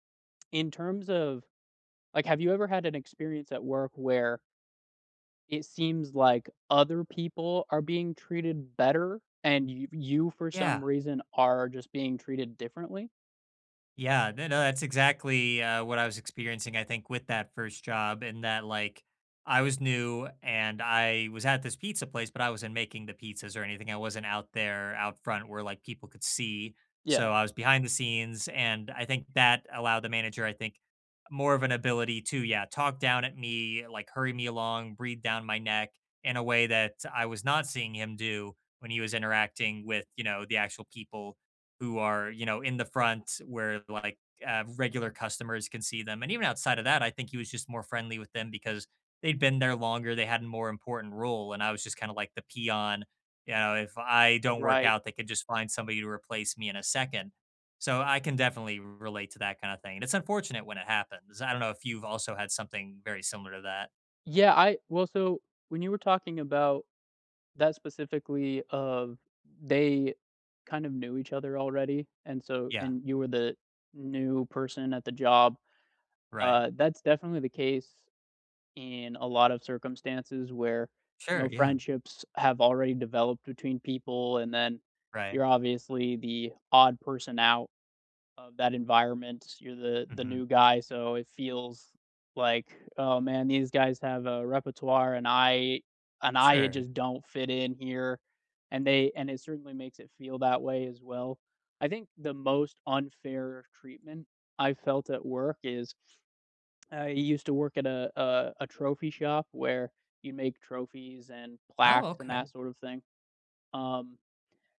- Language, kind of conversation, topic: English, unstructured, What has your experience been with unfair treatment at work?
- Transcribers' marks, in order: tapping